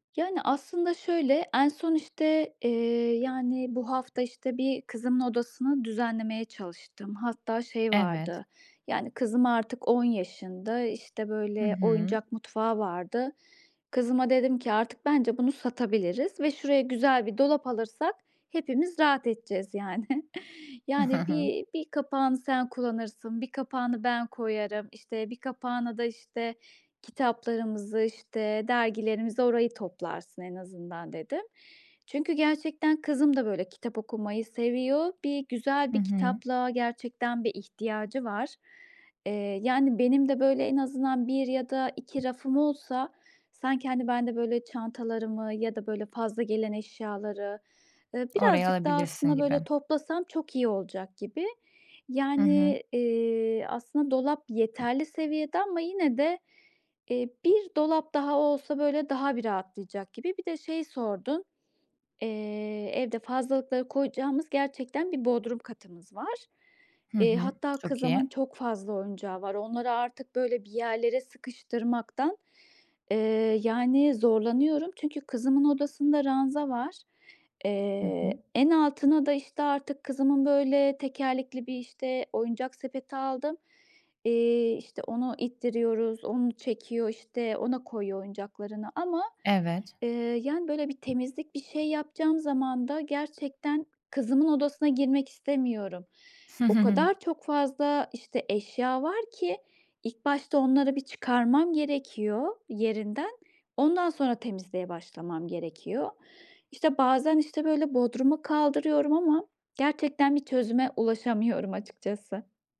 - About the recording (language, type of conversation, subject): Turkish, advice, Eşyalarımı düzenli tutmak ve zamanımı daha iyi yönetmek için nereden başlamalıyım?
- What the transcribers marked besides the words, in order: tapping; laughing while speaking: "yani"; other background noise; chuckle